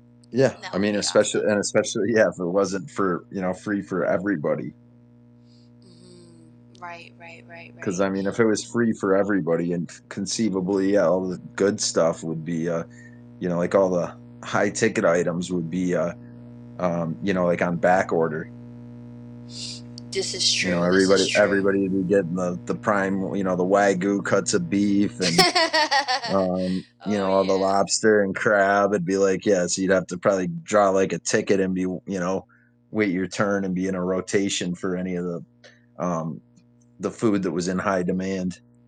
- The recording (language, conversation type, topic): English, unstructured, How would your life change if you could travel anywhere for free or eat out without ever paying?
- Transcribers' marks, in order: mechanical hum; other background noise; tapping; laugh